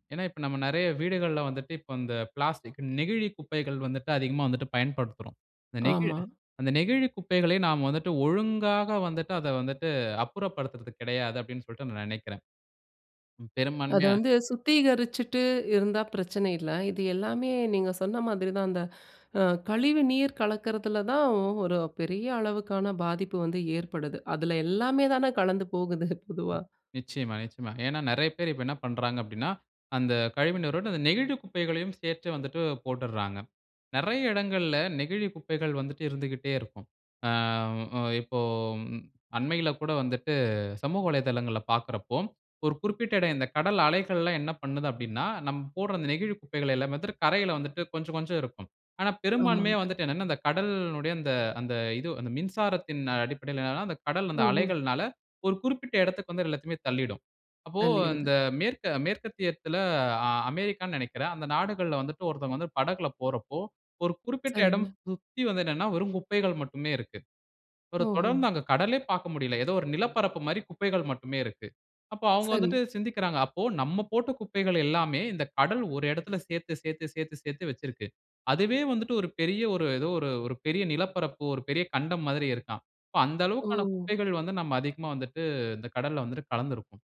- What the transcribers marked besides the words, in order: laughing while speaking: "போகுது, பொதுவா"
- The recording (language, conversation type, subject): Tamil, podcast, கடல் கரை பாதுகாப்புக்கு மக்கள் எப்படிக் கலந்து கொள்ளலாம்?